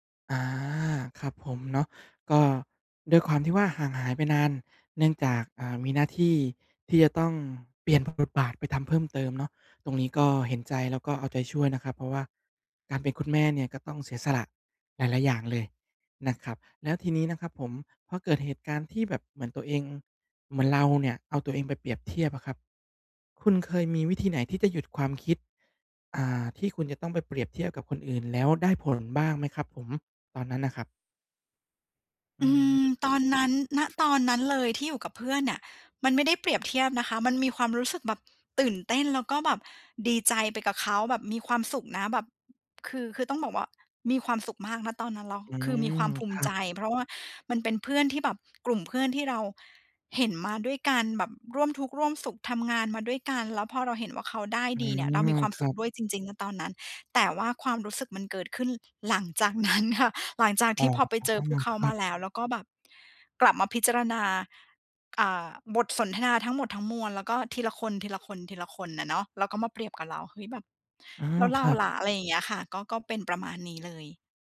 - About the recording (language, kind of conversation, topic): Thai, advice, ฉันจะหยุดเปรียบเทียบตัวเองกับคนอื่นเพื่อลดความไม่มั่นใจได้อย่างไร?
- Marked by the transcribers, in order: tapping; laughing while speaking: "นั้น"